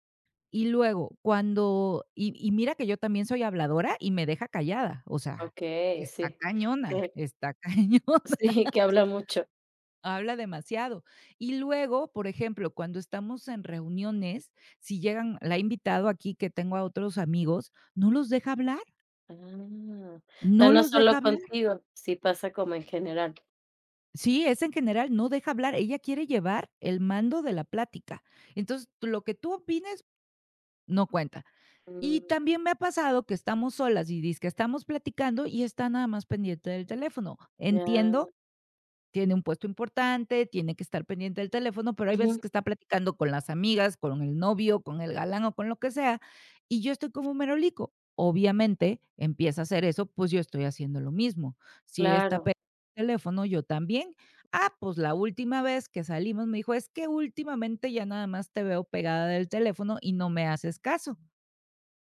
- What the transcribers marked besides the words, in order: laughing while speaking: "sí"; laughing while speaking: "cañona"; laughing while speaking: "Sí, que habla mucho"; tapping; other background noise
- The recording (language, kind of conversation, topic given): Spanish, advice, ¿Cómo puedo hablar con un amigo que me ignora?